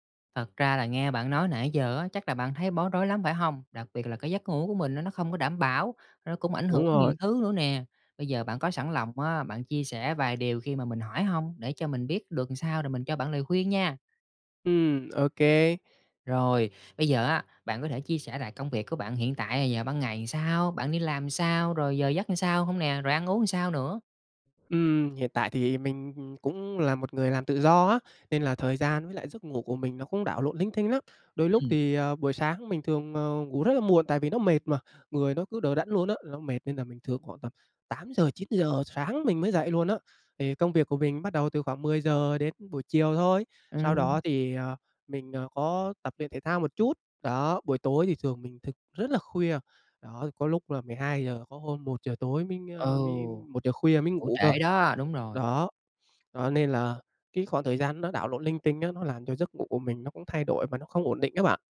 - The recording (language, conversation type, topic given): Vietnamese, advice, Vì sao tôi thường thức dậy vẫn mệt mỏi dù đã ngủ đủ giấc?
- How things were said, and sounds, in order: tapping; other background noise